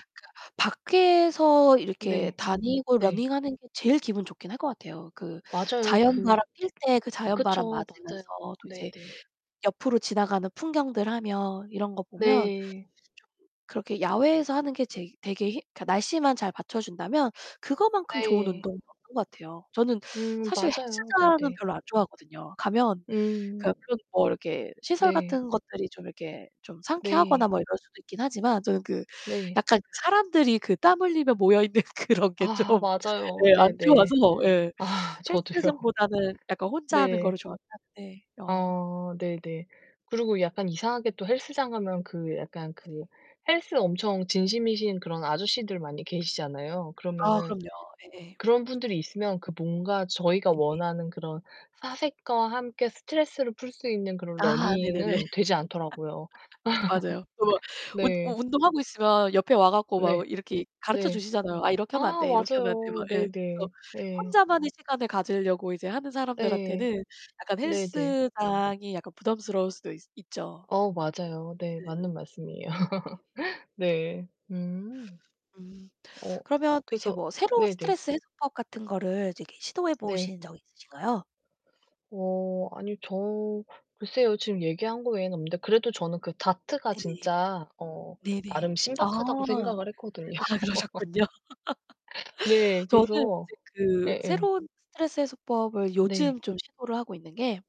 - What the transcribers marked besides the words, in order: distorted speech; tapping; other background noise; teeth sucking; laughing while speaking: "모여 있는 그런 게 좀 예, 안 좋아서"; laughing while speaking: "아, 저도요"; laugh; laugh; laughing while speaking: "말씀이에요"; laugh; laughing while speaking: "아, 그러셨군요"; laughing while speaking: "했거든요"; laugh
- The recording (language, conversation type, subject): Korean, unstructured, 스트레스를 풀 때 나만의 방법이 있나요?